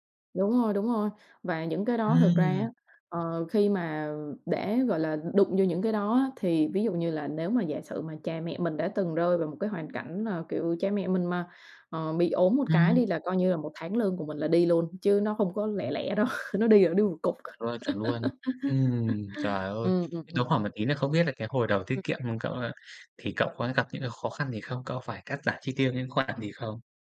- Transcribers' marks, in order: laughing while speaking: "đâu"; tapping; laugh; other background noise
- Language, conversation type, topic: Vietnamese, unstructured, Bạn nghĩ sao về việc tiết kiệm tiền mỗi tháng?